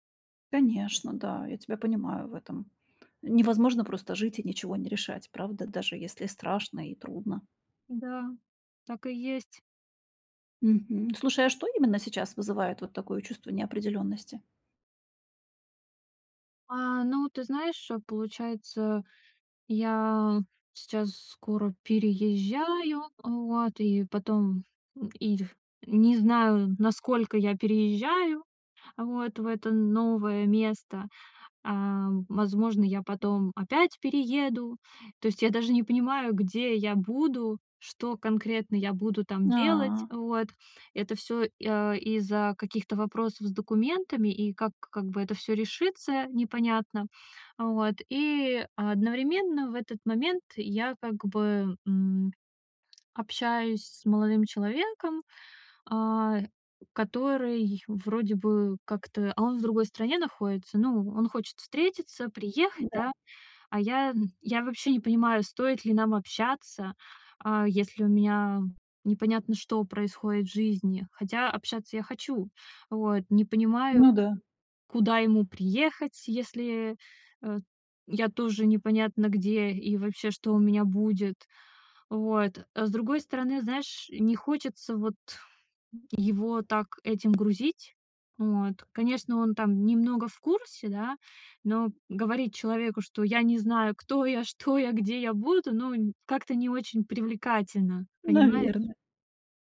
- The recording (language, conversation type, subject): Russian, advice, Как принимать решения, когда всё кажется неопределённым и страшным?
- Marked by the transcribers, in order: other background noise; tapping